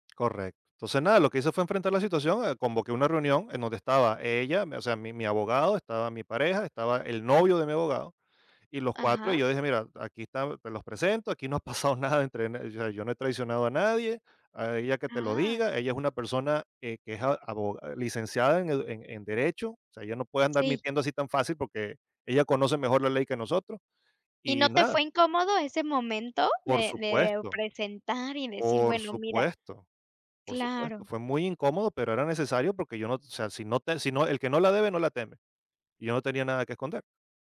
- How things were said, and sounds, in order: laughing while speaking: "pasado nada"
- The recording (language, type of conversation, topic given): Spanish, podcast, ¿Cómo se construye la confianza en una pareja?